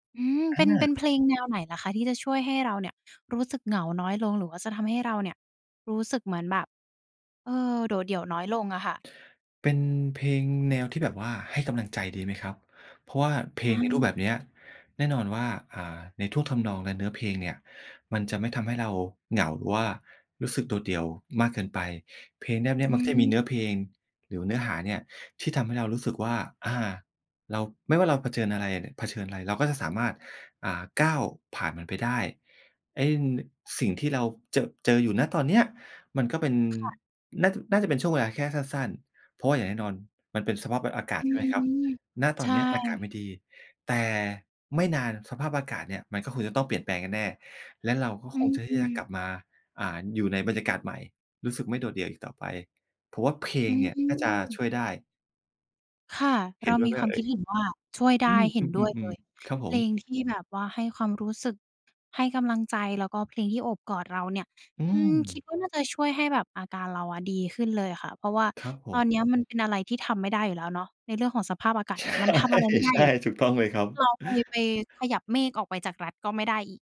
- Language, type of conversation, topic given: Thai, advice, คุณรู้สึกอย่างไรบ้างตั้งแต่ย้ายไปอยู่เมืองใหม่?
- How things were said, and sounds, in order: other background noise; tapping; laughing while speaking: "ใช่ ใช่"